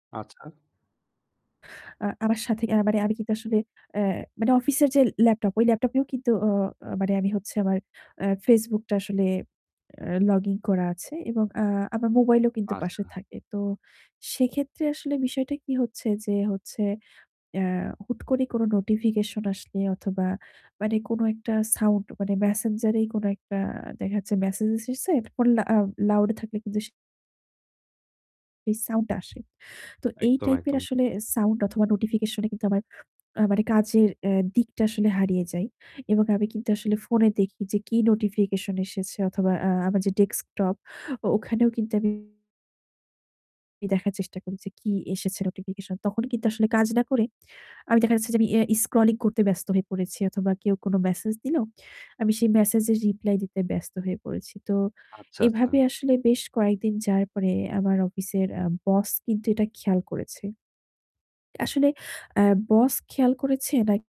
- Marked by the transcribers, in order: tapping; distorted speech
- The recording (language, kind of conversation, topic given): Bengali, advice, বহু ডিভাইস থেকে আসা নোটিফিকেশনগুলো কীভাবে আপনাকে বিভ্রান্ত করে আপনার কাজ আটকে দিচ্ছে?